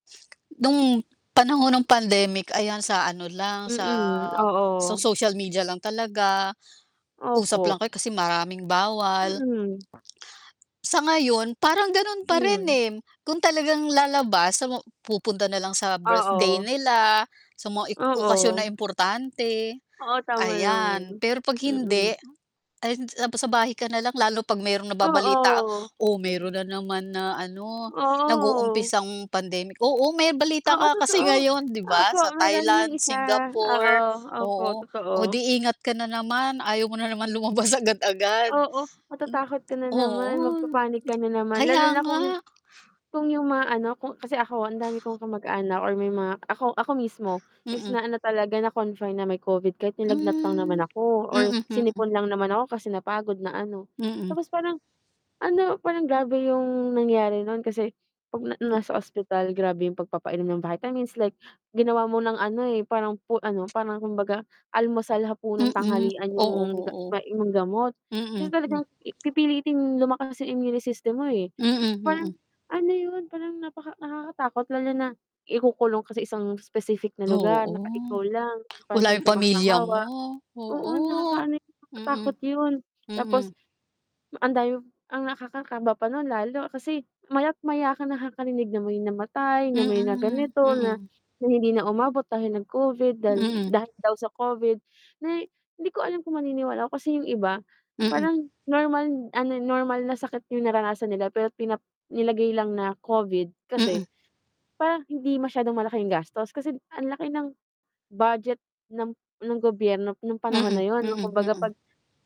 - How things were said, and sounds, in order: static; sniff; laughing while speaking: "lumabas"; tapping; distorted speech; other background noise
- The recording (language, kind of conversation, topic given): Filipino, unstructured, Ano ang palagay mo sa naging epekto ng pandemya sa buhay ng mga tao?